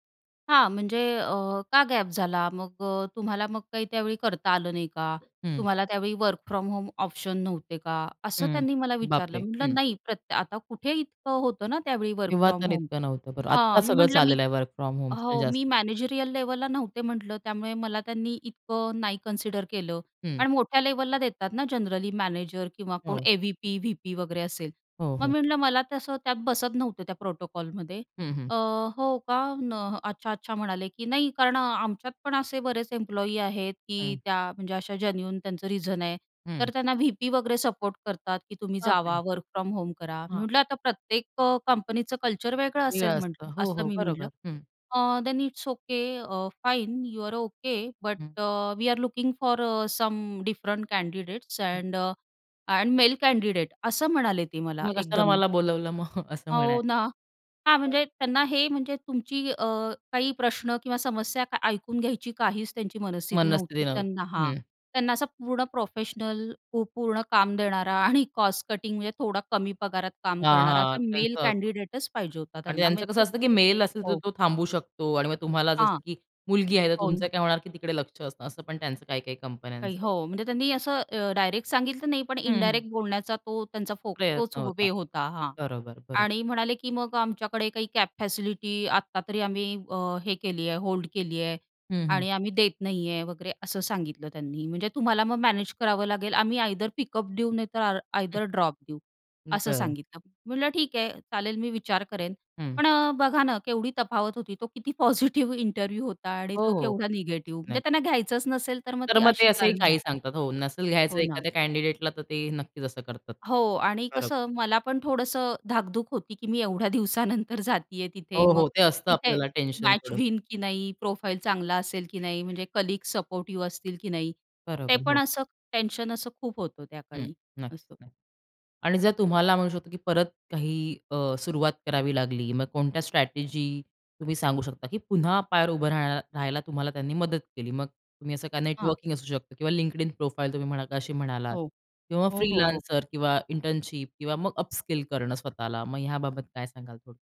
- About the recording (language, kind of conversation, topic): Marathi, podcast, करिअरमधील ब्रेकनंतर कामावर परत येताना तुम्हाला कोणती आव्हाने आली?
- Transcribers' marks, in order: other noise; in English: "वर्क फ्रॉम होम ऑप्शन"; in English: "वर्क फ्रॉम होम"; in English: "वर्क फ्रॉम होम"; in English: "मॅनेजेरियल लेव्हल"; in English: "कन्सिडर"; in English: "जनरली"; in English: "प्रोटोकॉल"; in English: "जन्यून"; in English: "वर्क फ्रॉम होम"; tapping; in English: "देन इट्स ओके. अ, फाइन … अ, मेल कँडिडेट"; laughing while speaking: "मग"; in English: "कॉस्ट कटिंग"; in English: "मेल कँडिडेट"; in English: "कॅब फॅसिलिटी"; in English: "आयदर पिकअप"; in English: "आयदर ड्रॉप"; in English: "पॉझिटिव्ह इंटरव्ह्यू"; laughing while speaking: "पॉझिटिव्ह"; in English: "कँडिडेट"; laughing while speaking: "एवढ्या दिवसानंतर जातीय"; in English: "प्रोफाइल"; in English: "कलीग सपोर्टिव्ह"; in English: "स्ट्रॅटेजी"; in English: "प्रोफाइल"; in English: "फ्रीलांसर"; in English: "इंटर्नशिप"; in English: "अपस्किल"